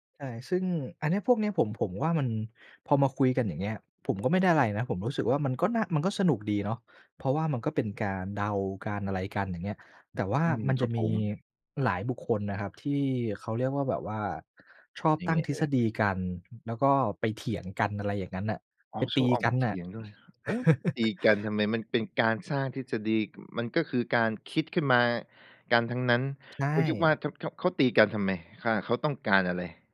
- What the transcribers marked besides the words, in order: chuckle; other background noise
- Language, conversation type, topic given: Thai, podcast, ทำไมคนถึงชอบคิดทฤษฎีของแฟนๆ และถกกันเรื่องหนัง?